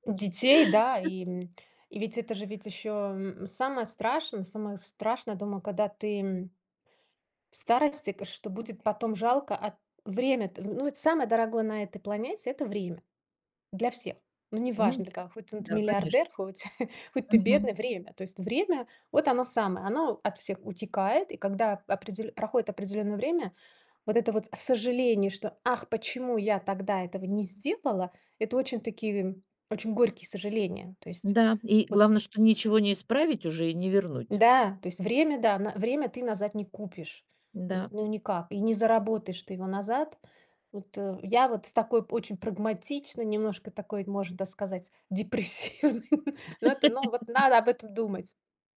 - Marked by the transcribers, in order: chuckle; tapping; chuckle; laughing while speaking: "депрессивной"; laugh
- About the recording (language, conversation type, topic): Russian, podcast, Стоит ли сейчас ограничивать себя ради более комфортной пенсии?